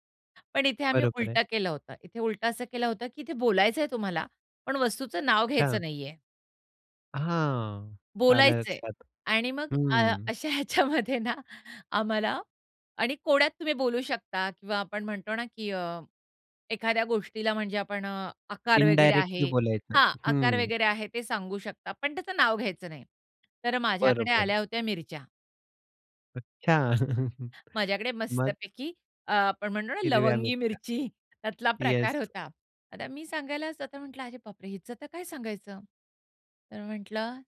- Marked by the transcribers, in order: laughing while speaking: "अशा ह्याच्यामध्ये ना आम्हाला"; in English: "इंडायरेक्टली"; chuckle; tapping; laughing while speaking: "लवंगी मिरची त्यातला प्रकार होता"
- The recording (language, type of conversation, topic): Marathi, podcast, चव वर्णन करताना तुम्ही कोणते शब्द वापरता?